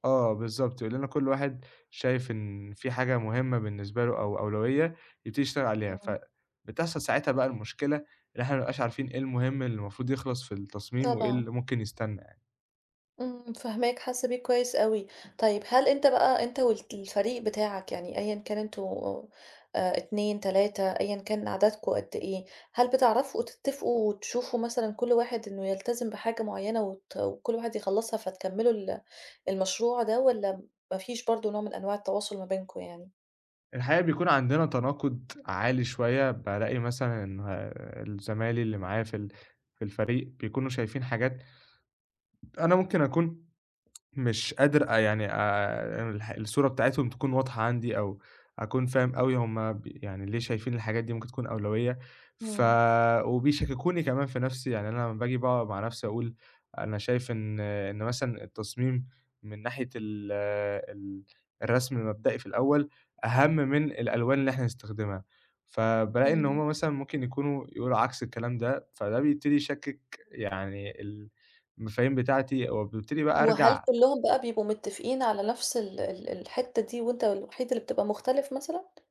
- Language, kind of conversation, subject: Arabic, advice, إزاي عدم وضوح الأولويات بيشتّت تركيزي في الشغل العميق؟
- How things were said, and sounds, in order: tapping; other background noise